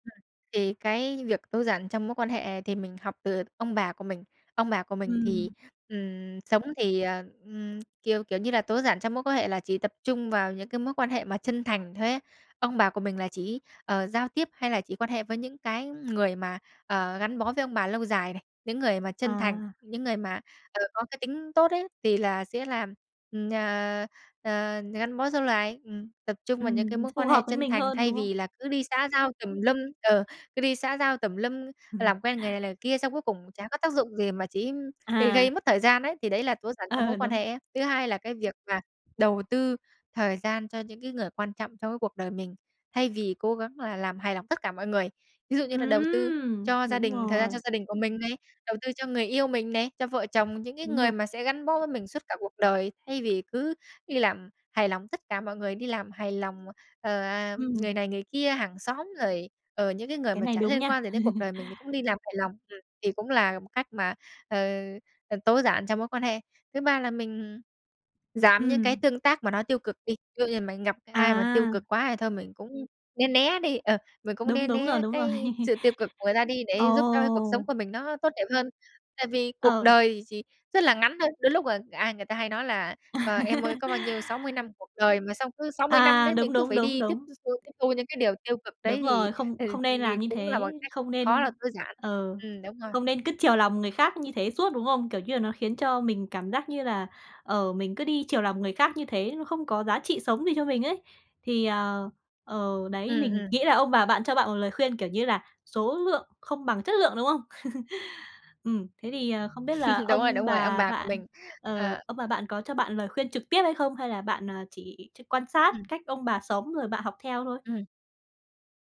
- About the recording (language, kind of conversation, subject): Vietnamese, podcast, Bạn có lời khuyên đơn giản nào để bắt đầu sống tối giản không?
- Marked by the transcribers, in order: tapping; laugh; laughing while speaking: "Ờ"; other background noise; chuckle; laugh; laugh; laugh